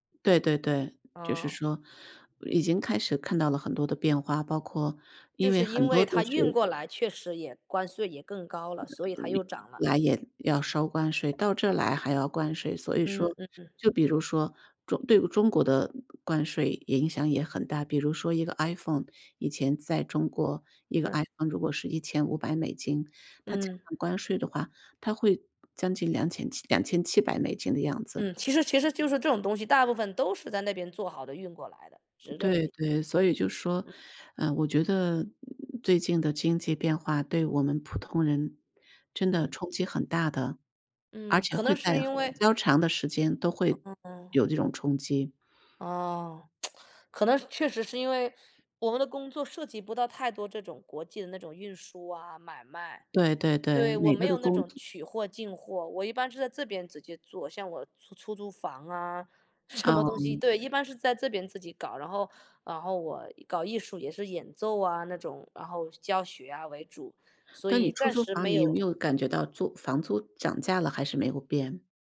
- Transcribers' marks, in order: other background noise; other noise; tapping; tsk; laughing while speaking: "什么东西"
- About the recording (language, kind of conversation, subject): Chinese, unstructured, 最近的经济变化对普通人的生活有哪些影响？
- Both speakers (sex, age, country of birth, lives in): female, 55-59, China, United States; male, 35-39, United States, United States